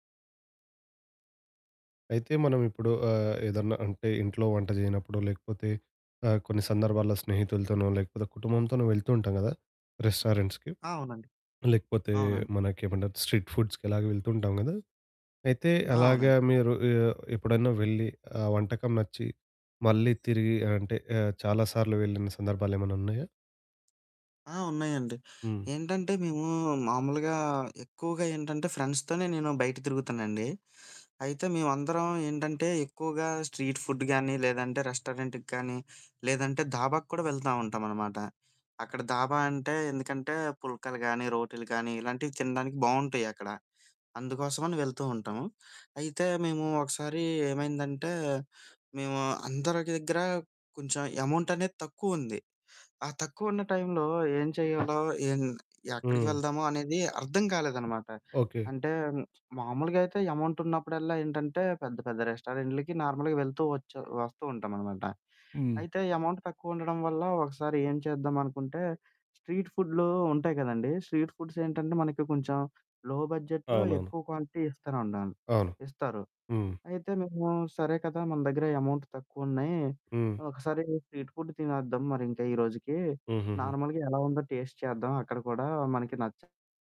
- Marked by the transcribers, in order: in English: "రెస్టారెంట్స్‌కి"; other background noise; in English: "స్ట్రీట్ ఫుడ్స్‌కి"; in English: "ఫ్రెండ్స్‌తోనే"; in English: "స్ట్రీట్ ఫుడ్"; in English: "రెస్టారెంట్‌కి"; in English: "అమౌంట్"; in English: "అమౌంట్"; in English: "నార్మల్‌గా"; in English: "అమౌంట్"; in English: "స్ట్రీట్"; in English: "స్ట్రీట్ ఫుడ్స్"; in English: "లో బడ్జెట్‌లో"; in English: "క్వాంటిటీ"; in English: "అమౌంట్"; in English: "స్ట్రీట్ ఫుడ్"; in English: "నార్మల్‌గా"; static
- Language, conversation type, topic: Telugu, podcast, ఒక రెస్టారెంట్ లేదా వీధి ఆహార దుకాణంలో మీకు ఎదురైన అనుభవం ఎలా అనిపించింది?